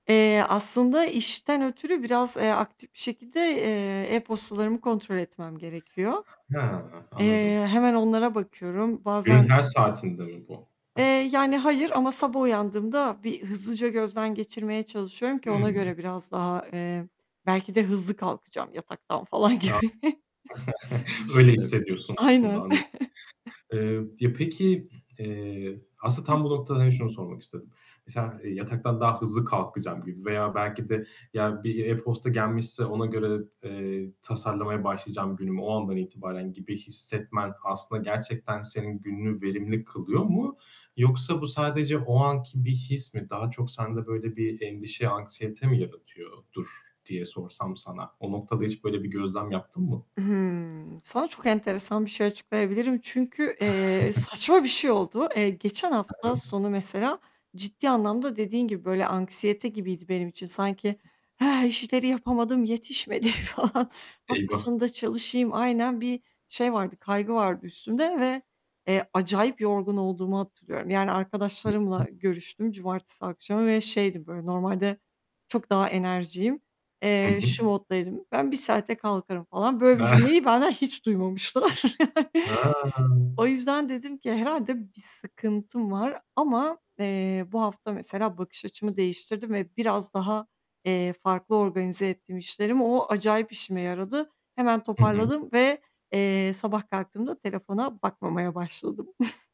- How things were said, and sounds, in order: other background noise; tapping; chuckle; distorted speech; laughing while speaking: "gibi"; chuckle; chuckle; laughing while speaking: "falan"; unintelligible speech; chuckle; chuckle; chuckle
- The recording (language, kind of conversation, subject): Turkish, podcast, Dijital detoks senin için nasıl işliyor ve bunu ne sıklıkla yapıyorsun?